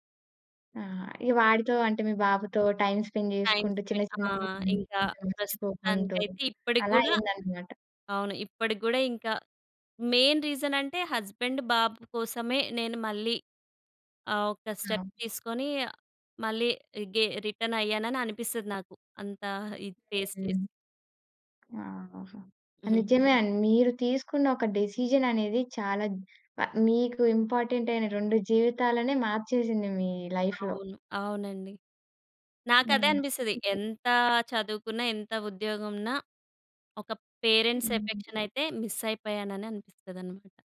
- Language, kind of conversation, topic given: Telugu, podcast, మీ జీవితంలో ఎదురైన ఒక ముఖ్యమైన విఫలత గురించి చెబుతారా?
- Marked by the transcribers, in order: other background noise; in English: "టైమ్ స్పెండ్"; in English: "టైమ్ స్ప్రే"; tapping; in English: "మెయిన్ రీజన్"; in English: "హస్బెండ్"; in English: "స్టెప్"; in English: "రిటర్న్"; in English: "ఫేస్"; in English: "డెసిషన్"; other noise; in English: "ఇంపార్టెంట్"; in English: "లైఫ్‌లో"; in English: "పేరెంట్స్ ఎఫెక్షన్"; in English: "మిస్"